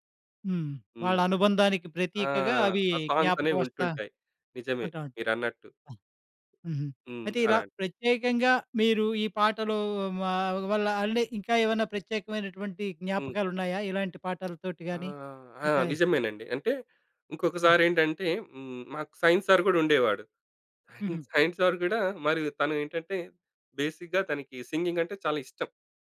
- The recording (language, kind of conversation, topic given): Telugu, podcast, ఒక పాట వింటే మీకు ఒక నిర్దిష్ట వ్యక్తి గుర్తుకొస్తారా?
- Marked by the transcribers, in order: in English: "సాంగ్స్"; other background noise; in English: "సైన్స్ సార్"; chuckle; in English: "సైన్స్ సార్"; in English: "బేసిక్‌గా"; in English: "సింగింగ్"